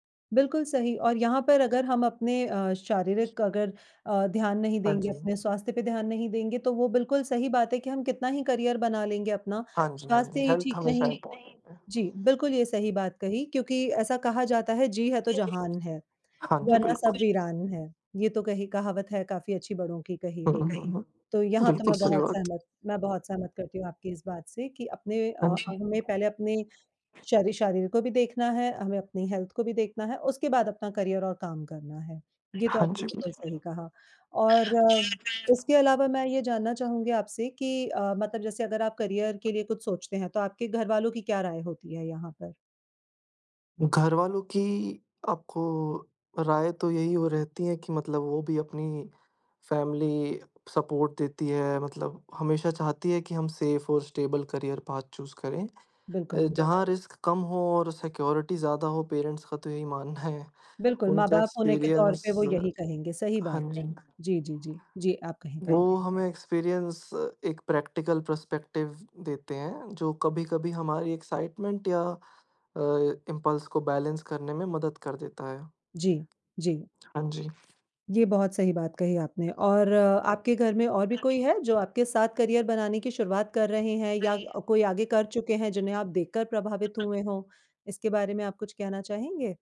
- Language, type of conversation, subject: Hindi, unstructured, करियर चुनते समय आप किन बातों का ध्यान रखते हैं?
- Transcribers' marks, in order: in English: "करियर"; background speech; in English: "हेल्थ"; in English: "इम्पोर्टेंट"; other background noise; tapping; in English: "हेल्थ"; in English: "करियर"; in English: "करियर"; in English: "फैमिली सपोर्ट"; in English: "सेफ"; in English: "स्टेबल करियर पाथ चूज़"; in English: "रिस्क"; in English: "सिक्योरिटी"; in English: "पेरेंट्स"; laughing while speaking: "यही मानना है"; in English: "एक्सपीरियंस"; in English: "एक्सपीरियंस"; in English: "प्रैक्टिकल पर्सपेक्टिव"; in English: "एक्साइटमेंट"; in English: "इम्पल्स"; in English: "बैलेंस"; in English: "करियर"